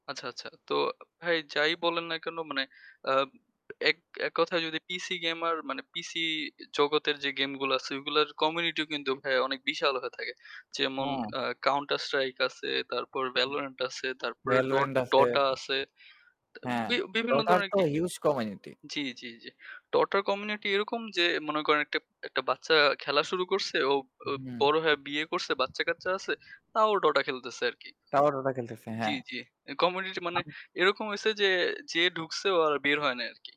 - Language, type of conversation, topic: Bengali, unstructured, মোবাইল গেম আর পিসি গেমের মধ্যে কোনটি আপনার কাছে বেশি উপভোগ্য?
- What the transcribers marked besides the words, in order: other background noise; distorted speech; in English: "huge community"; static; tapping; unintelligible speech